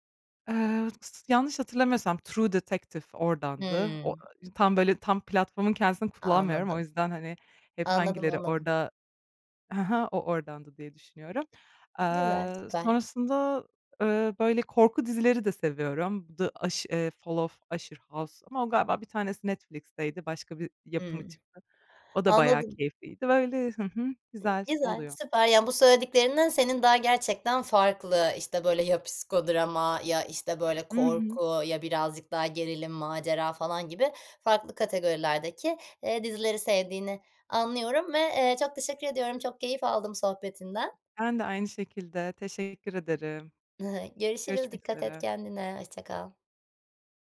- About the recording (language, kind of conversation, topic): Turkish, podcast, İzleme alışkanlıkların (dizi ve film) zamanla nasıl değişti; arka arkaya izlemeye başladın mı?
- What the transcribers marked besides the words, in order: tapping; other background noise; chuckle